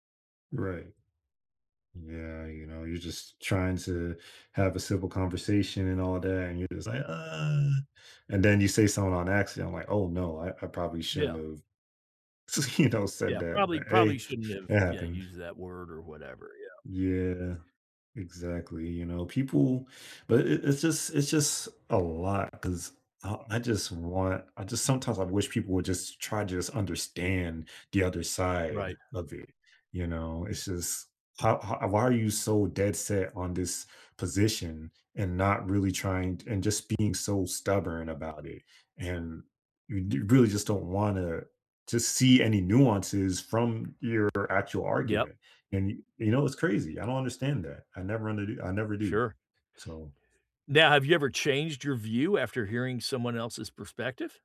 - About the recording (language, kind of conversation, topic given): English, unstructured, How do you handle situations when your values conflict with others’?
- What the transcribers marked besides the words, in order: laughing while speaking: "s"; other background noise; tapping